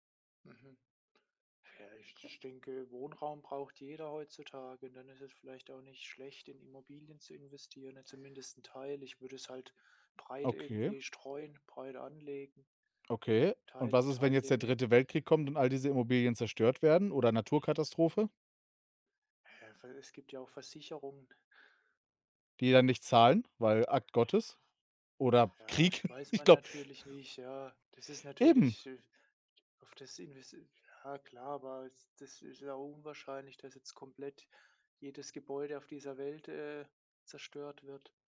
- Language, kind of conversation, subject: German, unstructured, Was würdest du machen, wenn du plötzlich reich wärst?
- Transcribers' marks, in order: other background noise; unintelligible speech; snort